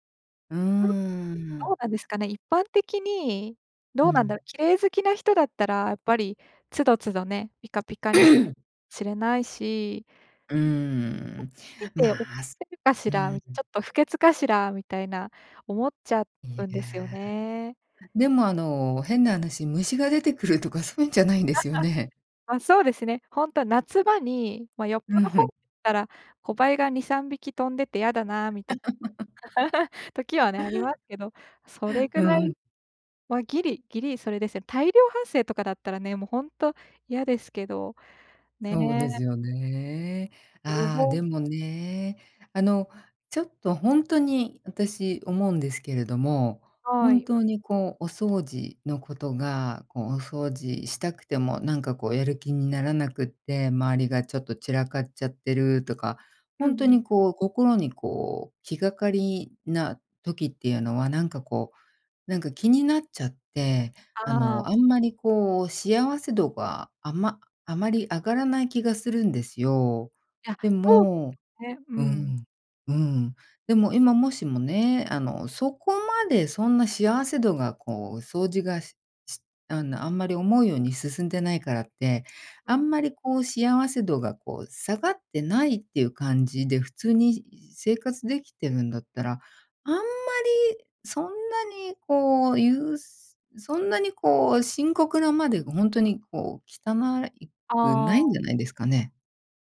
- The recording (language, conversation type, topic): Japanese, advice, 家事や日課の優先順位をうまく決めるには、どうしたらよいですか？
- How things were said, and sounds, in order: throat clearing; unintelligible speech; laughing while speaking: "とかそうゆんじゃ"; laugh; laugh